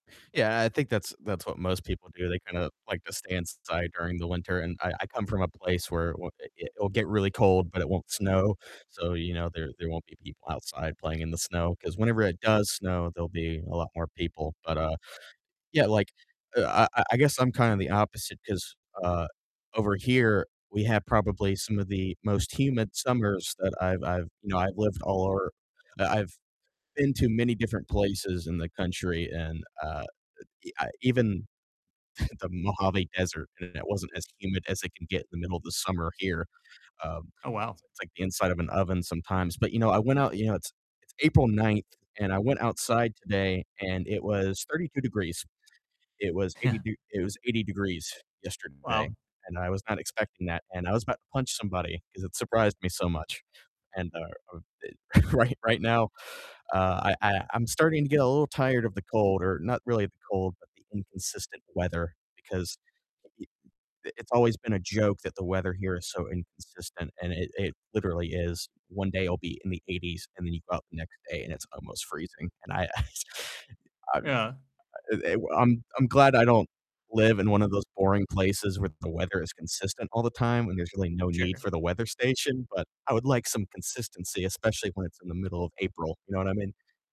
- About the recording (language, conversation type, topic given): English, unstructured, What is your favorite walking route, and what makes it special?
- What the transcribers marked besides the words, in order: distorted speech; chuckle; laughing while speaking: "Yeah"; chuckle; laughing while speaking: "right"; laughing while speaking: "I"; other background noise